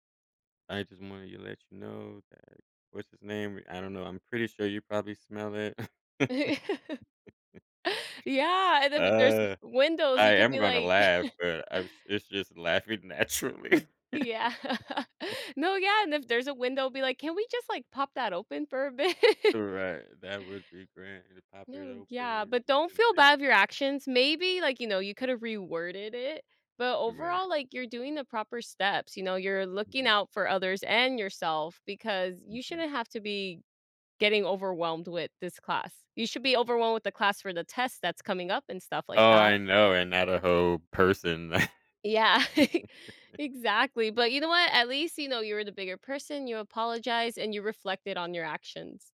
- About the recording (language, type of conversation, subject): English, advice, How can I manage everyday responsibilities without feeling overwhelmed?
- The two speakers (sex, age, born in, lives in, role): female, 25-29, United States, United States, advisor; male, 35-39, Germany, United States, user
- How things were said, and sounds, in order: laugh; chuckle; laughing while speaking: "naturally"; laugh; chuckle; laughing while speaking: "bit?"; tapping; laugh; chuckle